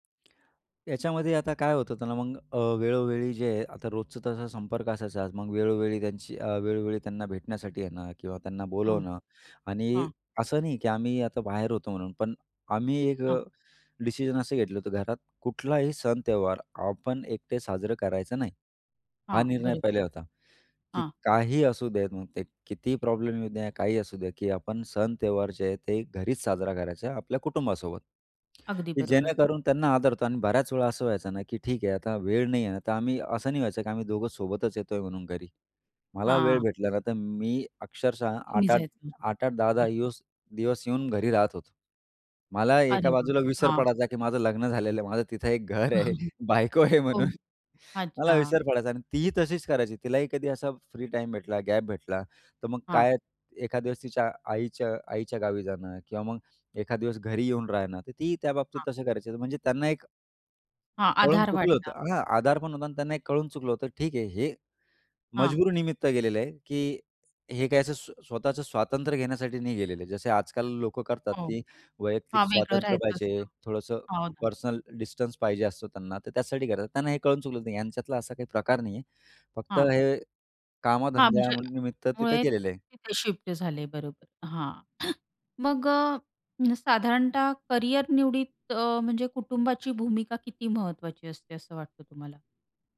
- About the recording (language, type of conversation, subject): Marathi, podcast, कुटुंबाच्या अपेक्षा आपल्या निर्णयांवर कसा प्रभाव टाकतात?
- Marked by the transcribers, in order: laughing while speaking: "घर आहे, बायको आहे म्हणून"; chuckle; in English: "फ्री टाईम"; other noise